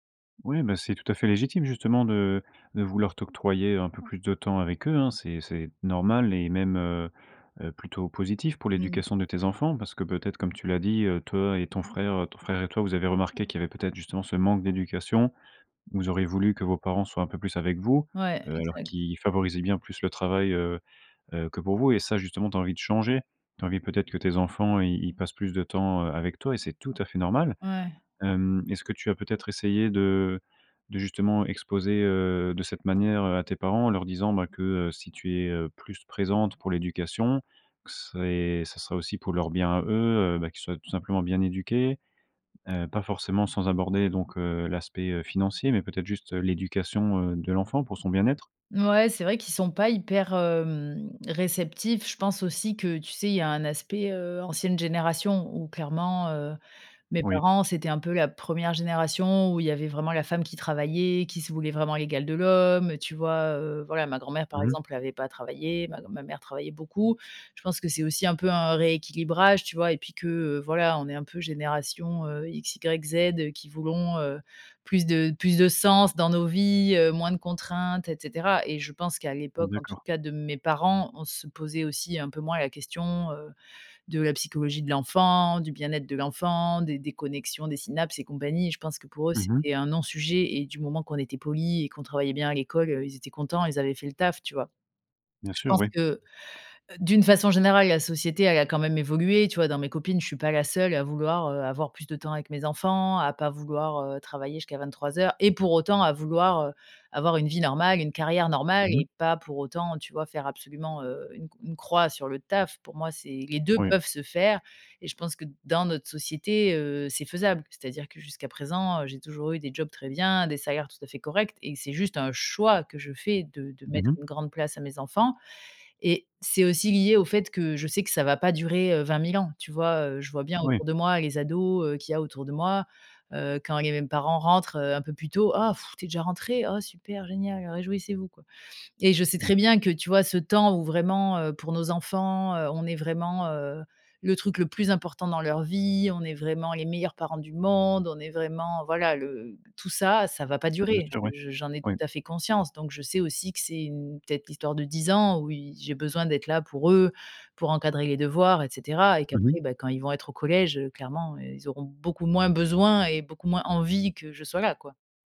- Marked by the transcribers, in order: stressed: "tout à fait"; tapping; stressed: "et"; stressed: "choix"; put-on voice: "Oh super génial, réjouissez vous, quoi"
- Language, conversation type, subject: French, advice, Comment puis-je concilier mes objectifs personnels avec les attentes de ma famille ou de mon travail ?